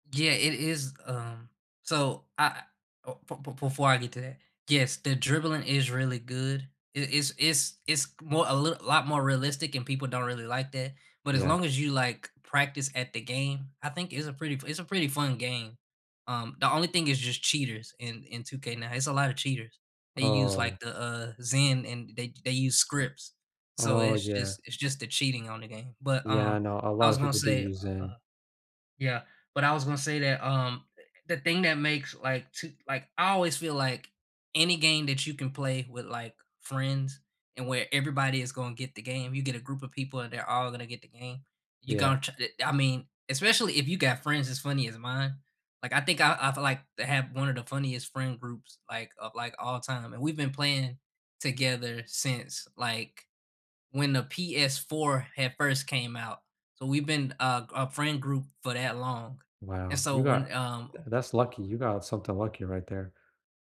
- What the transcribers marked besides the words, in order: none
- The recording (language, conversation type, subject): English, unstructured, What go-to board games, party games, or co-op video games make your perfect game night with friends, and why?
- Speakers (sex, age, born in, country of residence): male, 20-24, United States, United States; male, 30-34, United States, United States